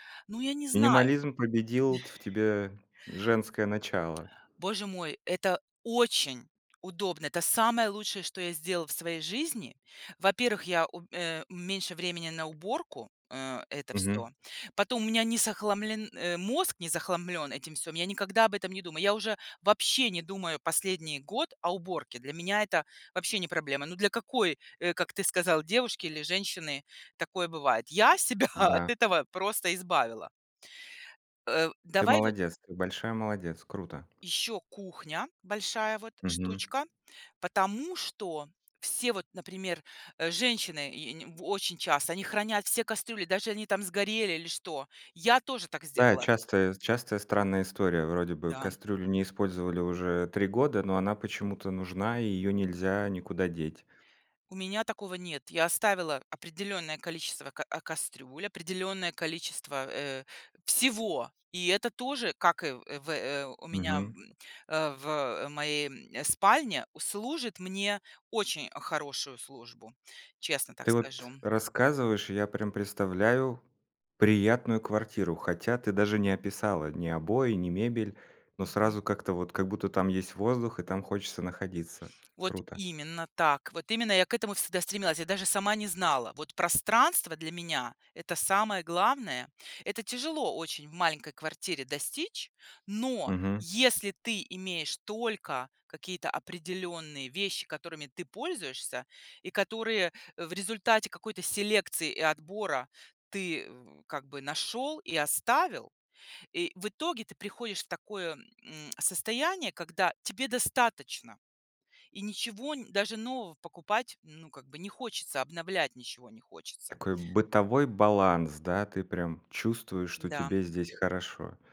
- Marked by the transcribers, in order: chuckle; stressed: "очень"; tapping; laughing while speaking: "себя"; other background noise; tsk
- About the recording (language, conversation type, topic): Russian, podcast, Как вы организуете пространство в маленькой квартире?